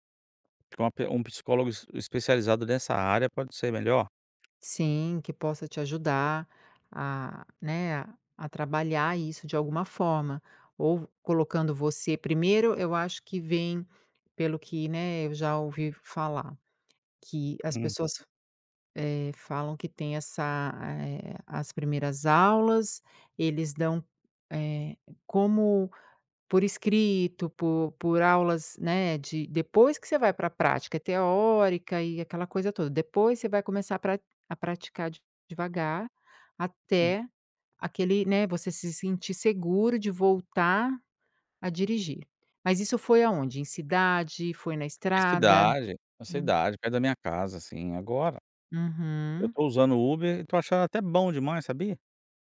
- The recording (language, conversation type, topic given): Portuguese, advice, Como você se sentiu ao perder a confiança após um erro ou fracasso significativo?
- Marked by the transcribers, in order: tapping